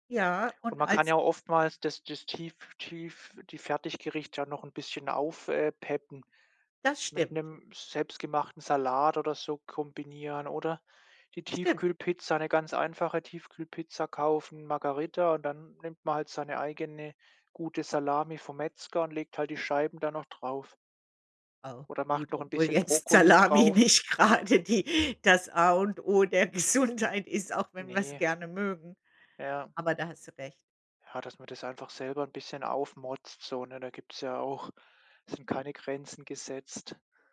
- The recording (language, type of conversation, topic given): German, unstructured, Was hältst du im Alltag von Fertiggerichten?
- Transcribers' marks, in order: other background noise; laughing while speaking: "jetzt Salami nicht grade die das A und O der Gesundheit ist"